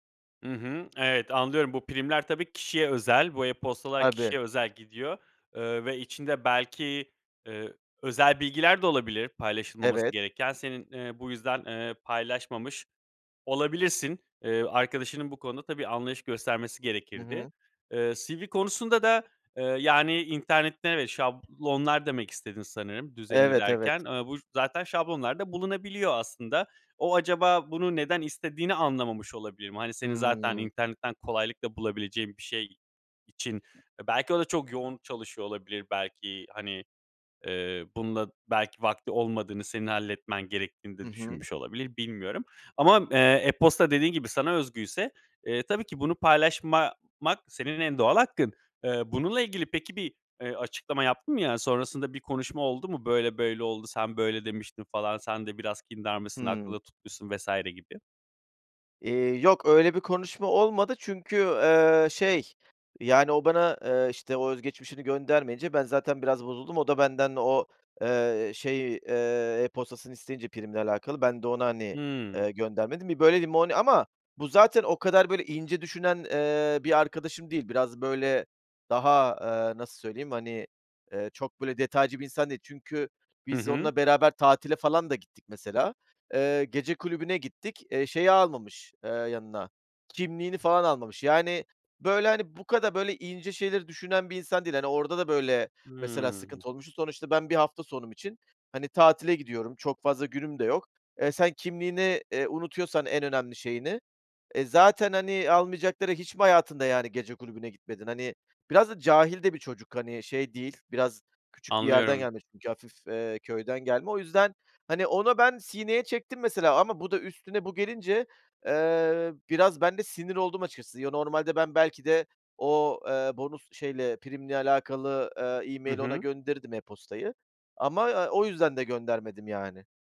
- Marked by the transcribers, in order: other background noise
- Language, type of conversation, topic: Turkish, advice, Kırgın bir arkadaşımla durumu konuşup barışmak için nasıl bir yol izlemeliyim?